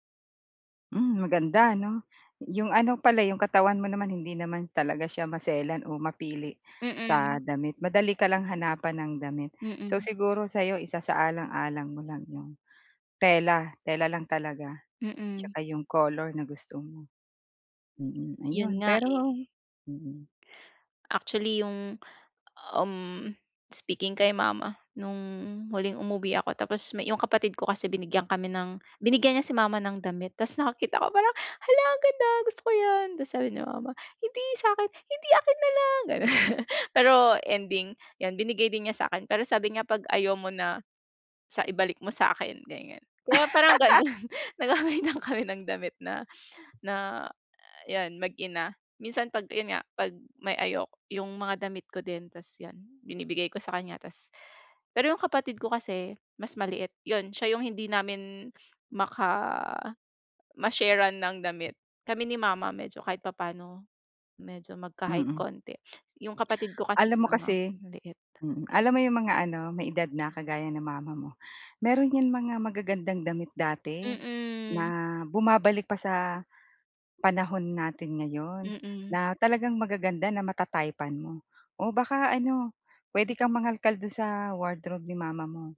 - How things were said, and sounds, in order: tapping
- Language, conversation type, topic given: Filipino, advice, Paano ako makakahanap ng damit na bagay sa akin?